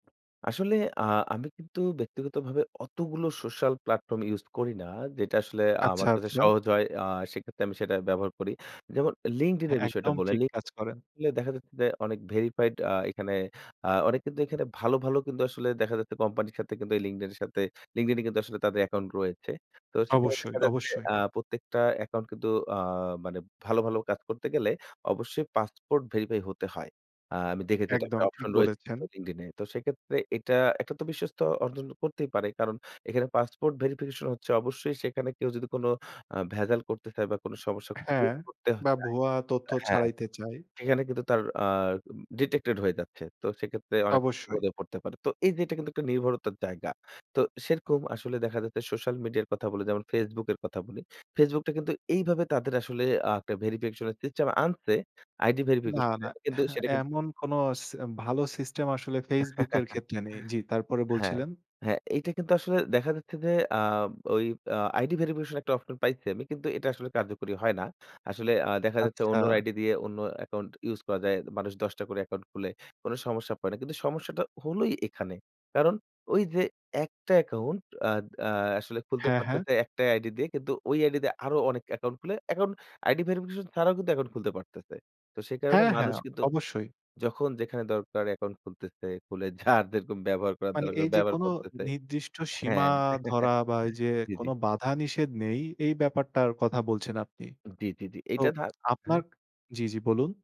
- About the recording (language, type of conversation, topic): Bengali, podcast, সোশ্যাল মিডিয়া কীভাবে আপনার কাজকে বদলে দেয়?
- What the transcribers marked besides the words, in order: in English: "social platform use"; unintelligible speech; unintelligible speech; chuckle; laughing while speaking: "যার যেরকম"; chuckle; tapping